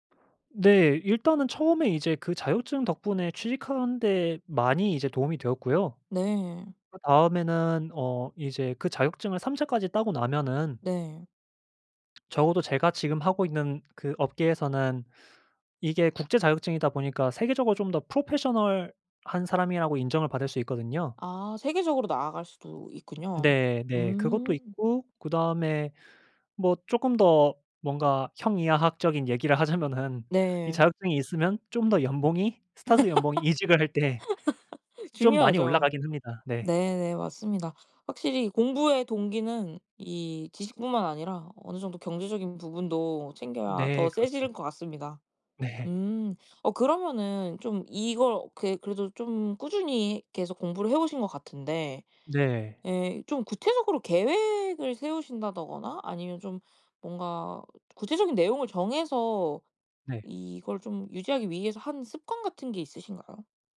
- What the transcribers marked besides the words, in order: other background noise; laughing while speaking: "하자면은"; laugh; laughing while speaking: "네"
- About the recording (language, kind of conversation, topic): Korean, podcast, 공부 동기를 어떻게 찾으셨나요?